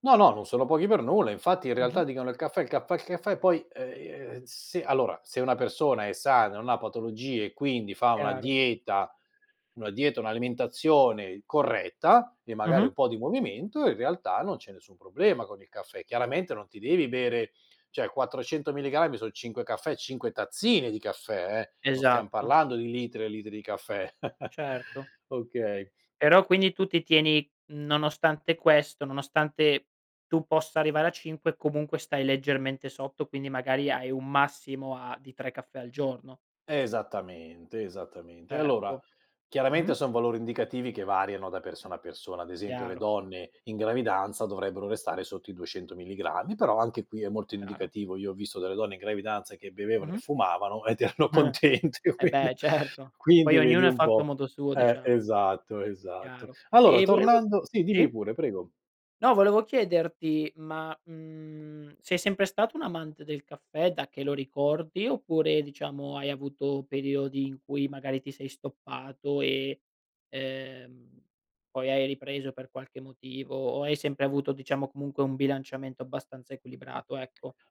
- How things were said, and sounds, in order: "cioè" said as "ceh"; chuckle; giggle; laughing while speaking: "certo"; laughing while speaking: "ed erano contente, quindi"
- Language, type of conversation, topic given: Italian, podcast, Come bilanci la caffeina e il riposo senza esagerare?